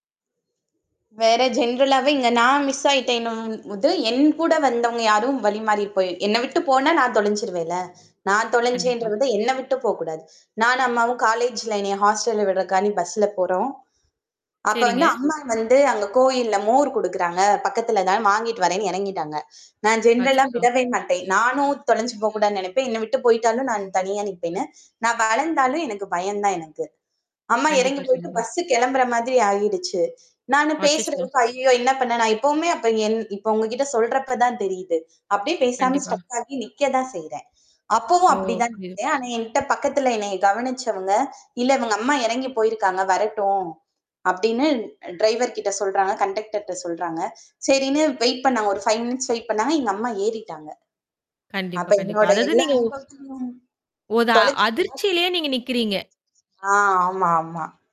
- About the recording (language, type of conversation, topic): Tamil, podcast, ஒரு பயணத்தில் திசை தெரியாமல் போன அனுபவத்தைச் சொல்ல முடியுமா?
- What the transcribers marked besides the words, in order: static; in English: "ஜெனரலாவே"; in English: "மிஸ்"; distorted speech; in English: "காலேஜ்ல"; in English: "ஹாஸ்டல்ல"; in English: "ஜெனரல்லா"; other background noise; mechanical hum; in English: "ஸ்ட்ரக்"; tapping; in English: "வெயிட்"; in English: "ஃபைவ் மினிட்ஸ் வெயிட்"; unintelligible speech